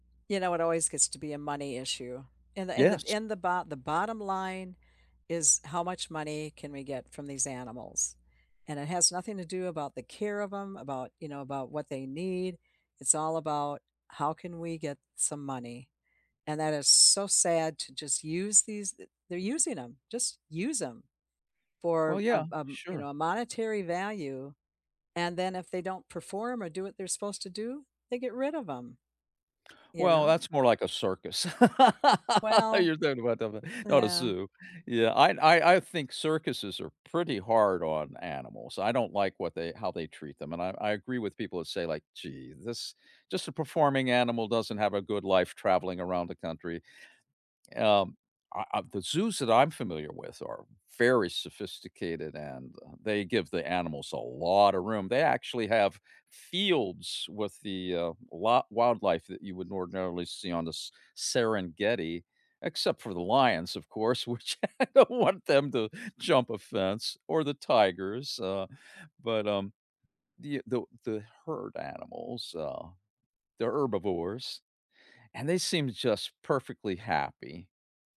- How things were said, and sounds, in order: laugh; stressed: "very"; stressed: "lotta"; laughing while speaking: "I don't want"
- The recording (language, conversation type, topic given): English, unstructured, How do you react when you see animals kept in tiny cages?
- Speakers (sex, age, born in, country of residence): female, 70-74, United States, United States; male, 75-79, United States, United States